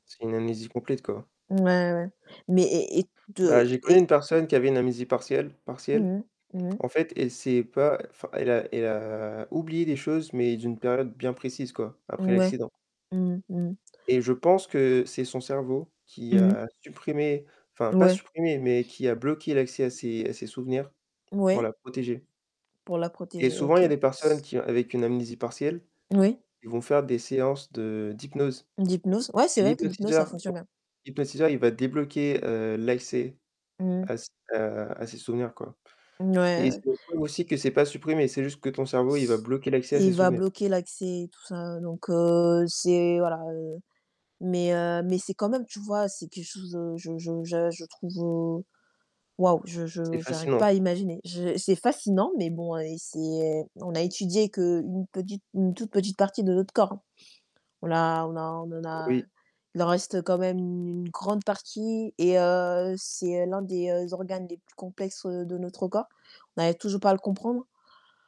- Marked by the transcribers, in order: static; distorted speech; other background noise; tapping; stressed: "ouais"; unintelligible speech
- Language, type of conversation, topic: French, unstructured, Préféreriez-vous avoir une mémoire parfaite ou la capacité de tout oublier ?